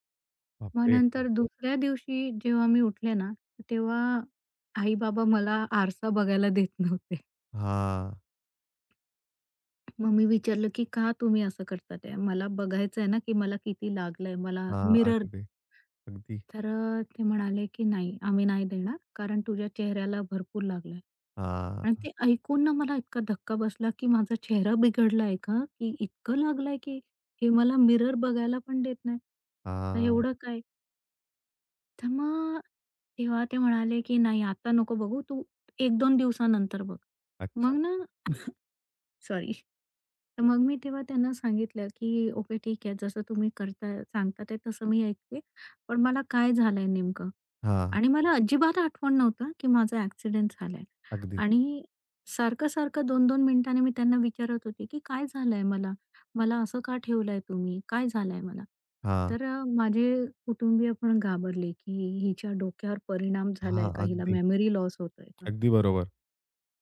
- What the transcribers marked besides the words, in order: drawn out: "हां"; tapping; in English: "मिरर"; drawn out: "हां"; in English: "मिरर"; drawn out: "हां"; sneeze; laughing while speaking: "सॉरी"; other background noise; in English: "मेमरी लॉस"
- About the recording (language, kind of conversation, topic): Marathi, podcast, जखम किंवा आजारानंतर स्वतःची काळजी तुम्ही कशी घेता?